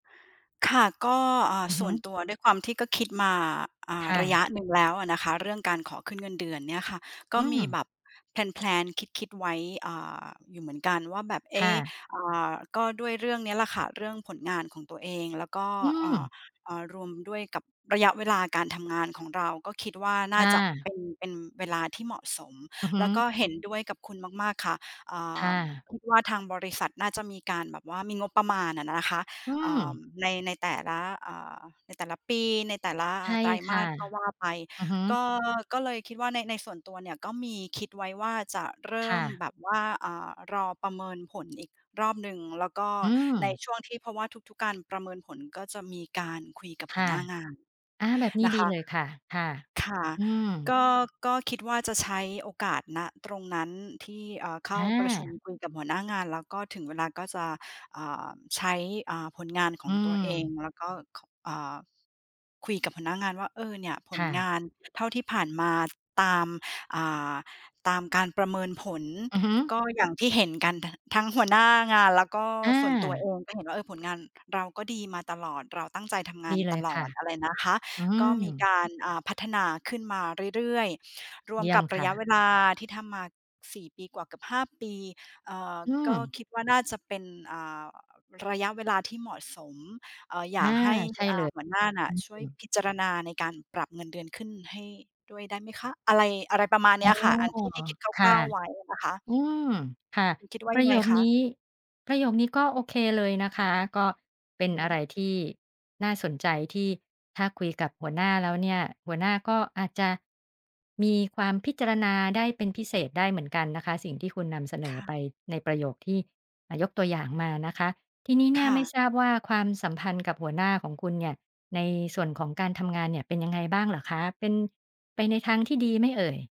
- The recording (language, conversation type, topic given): Thai, advice, คุณควรคุยกับหัวหน้าเรื่องขอขึ้นเงินเดือนอย่างไรเมื่อรู้สึกกลัว?
- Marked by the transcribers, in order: in English: "แพลน ๆ"; tapping; other background noise